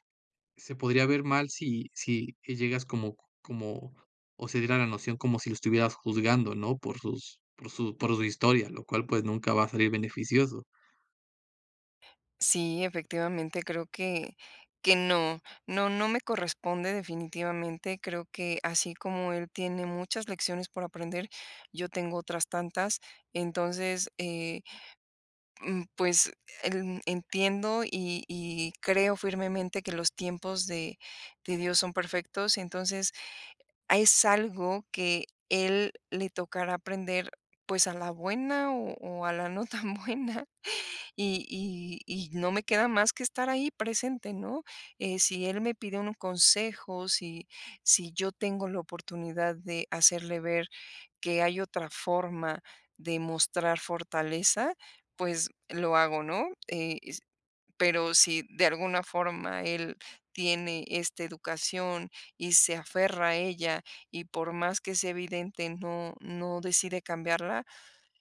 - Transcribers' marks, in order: laughing while speaking: "a la no tan buena"
- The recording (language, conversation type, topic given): Spanish, podcast, ¿Cómo piden disculpas en tu hogar?